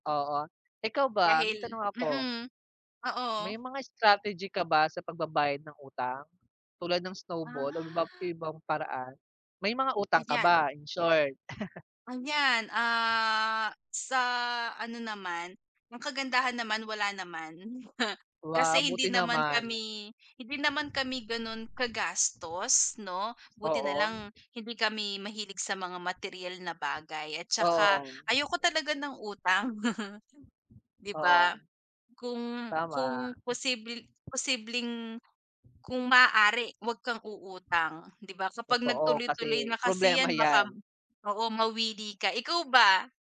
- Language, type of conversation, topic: Filipino, unstructured, Paano mo nilalaan ang buwanang badyet mo, at ano ang mga simpleng paraan para makapag-ipon araw-araw?
- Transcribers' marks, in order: other background noise; drawn out: "Ah"; chuckle; drawn out: "ah, sa"; chuckle; wind; chuckle; tapping